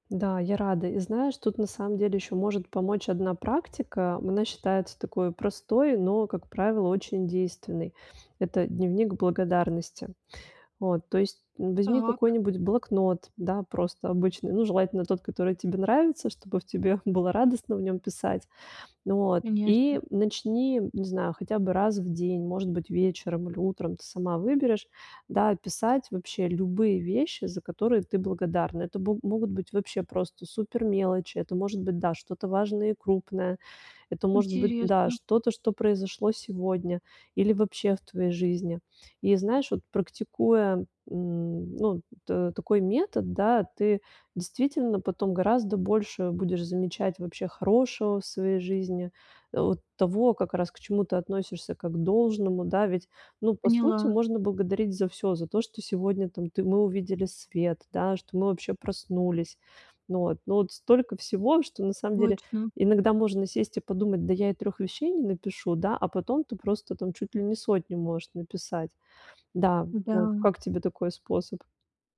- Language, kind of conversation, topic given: Russian, advice, Как принять то, что у меня уже есть, и быть этим довольным?
- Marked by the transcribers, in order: tapping